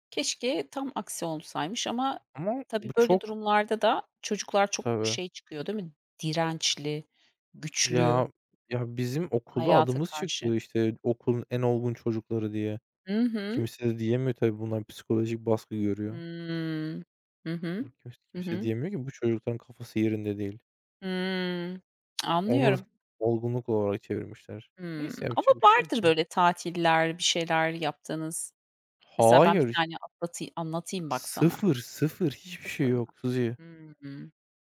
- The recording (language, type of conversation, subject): Turkish, unstructured, Aile üyelerinizle geçirdiğiniz en unutulmaz anı nedir?
- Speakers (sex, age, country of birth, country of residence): female, 40-44, Turkey, United States; male, 25-29, Germany, Germany
- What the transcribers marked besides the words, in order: other background noise; tsk; unintelligible speech; unintelligible speech; unintelligible speech